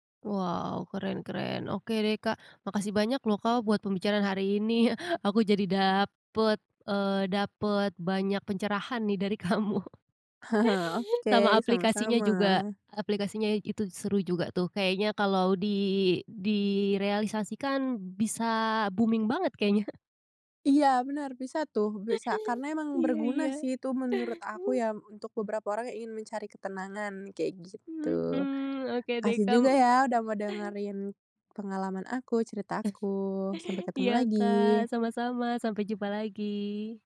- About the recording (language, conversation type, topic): Indonesian, podcast, Bagaimana cara kamu mengatasi gangguan notifikasi di ponsel?
- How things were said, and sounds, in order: other background noise; chuckle; chuckle; laughing while speaking: "kamu"; chuckle; in English: "booming"; chuckle; chuckle; chuckle; tapping; chuckle